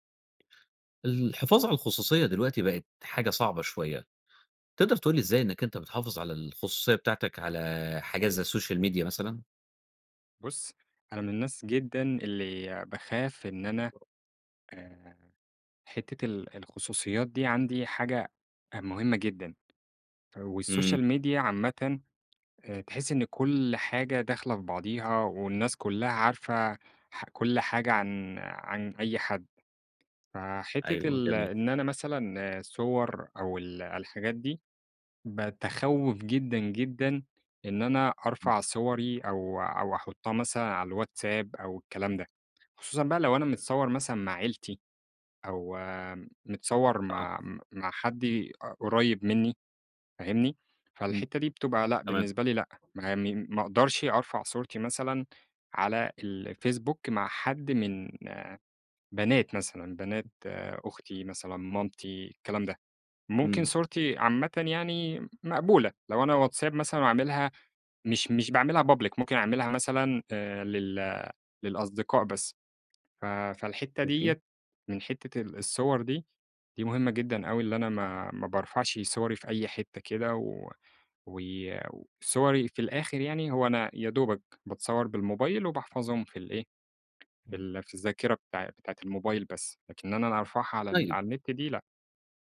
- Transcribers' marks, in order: in English: "السوشيال ميديا"; other background noise; tapping; in English: "والسوشيال ميديا"; in English: "public"
- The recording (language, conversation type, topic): Arabic, podcast, إزاي بتحافظ على خصوصيتك على السوشيال ميديا؟